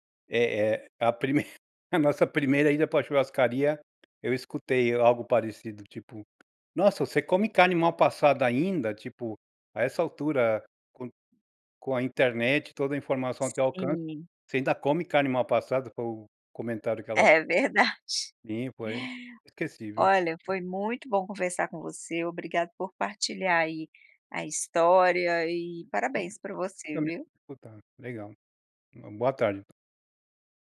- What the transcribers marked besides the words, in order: tapping; unintelligible speech
- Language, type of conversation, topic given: Portuguese, podcast, Qual pequena mudança teve grande impacto na sua saúde?